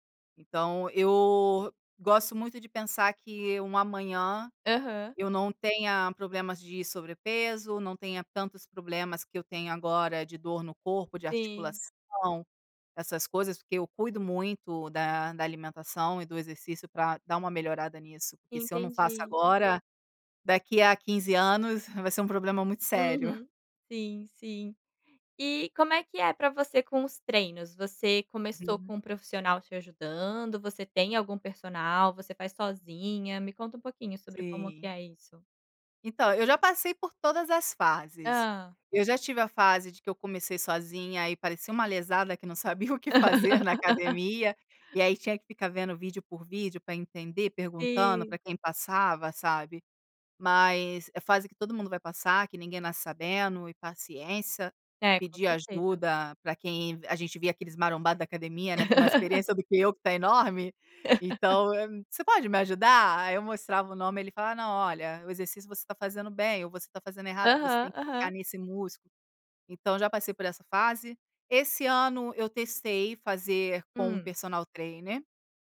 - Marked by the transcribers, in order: laugh; laugh; laugh
- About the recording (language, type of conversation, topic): Portuguese, podcast, Qual é uma prática simples que ajuda você a reduzir o estresse?